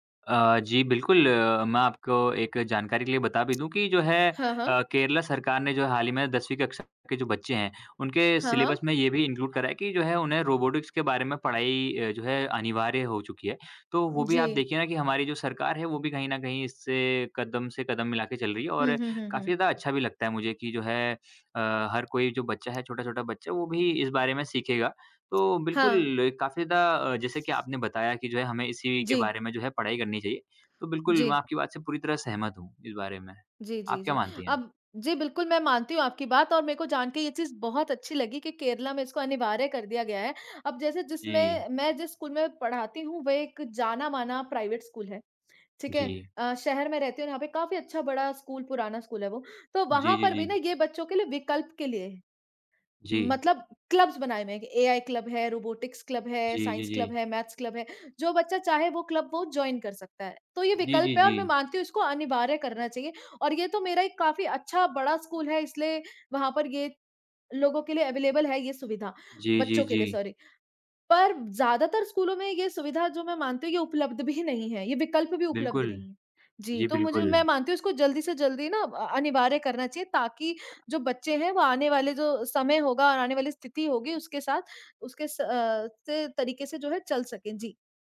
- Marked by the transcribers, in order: in English: "सिलेबस"; in English: "इनक्लूड"; in English: "रोबोटिक्स"; other background noise; tapping; in English: "प्राइवेट"; in English: "क्लब्स"; in English: "रोबोटिक्स"; in English: "साइंस"; in English: "मैथ्स"; in English: "जॉइन"; in English: "अवेलेबल"; in English: "सॉरी"; laughing while speaking: "भी"
- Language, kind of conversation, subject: Hindi, unstructured, क्या आप मानते हैं कि रोबोट इंसानों की जगह ले सकते हैं?